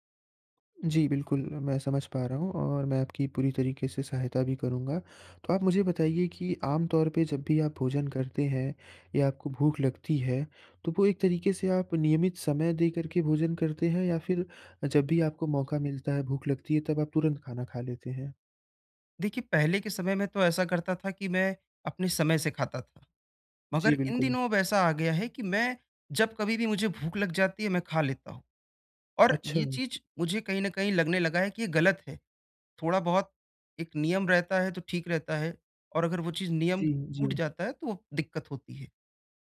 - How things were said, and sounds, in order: none
- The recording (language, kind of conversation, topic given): Hindi, advice, मैं अपनी भूख और तृप्ति के संकेत कैसे पहचानूं और समझूं?